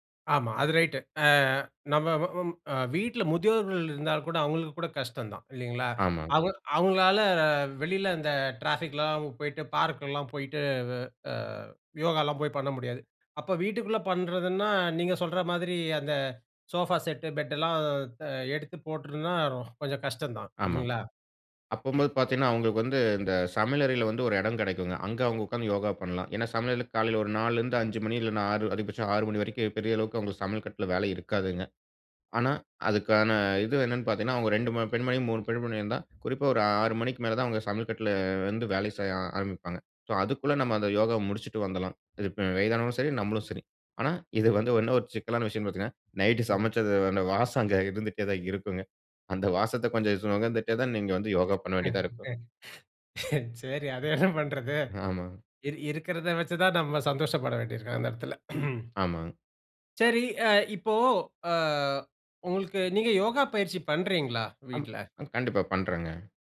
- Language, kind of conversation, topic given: Tamil, podcast, சிறிய வீடுகளில் இடத்தைச் சிக்கனமாகப் பயன்படுத்தி யோகா செய்ய என்னென்ன எளிய வழிகள் உள்ளன?
- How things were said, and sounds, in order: "போட்ருந்தா" said as "போட்ருன்னாரும்"; throat clearing; laugh; laughing while speaking: "அத என்ன பண்றது?"; other background noise; throat clearing; drawn out: "அ"